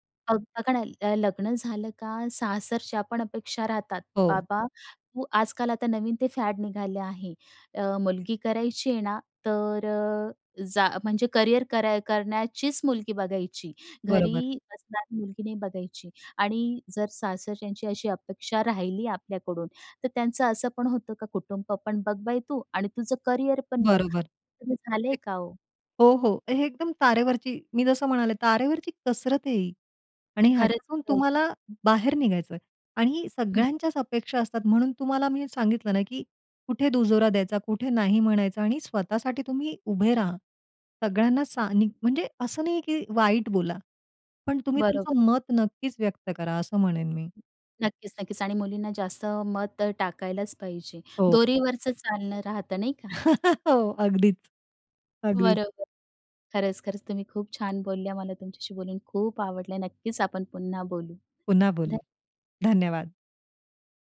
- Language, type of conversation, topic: Marathi, podcast, कुटुंब आणि करिअर यांच्यात कसा समतोल साधता?
- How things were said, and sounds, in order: other noise; tapping; laugh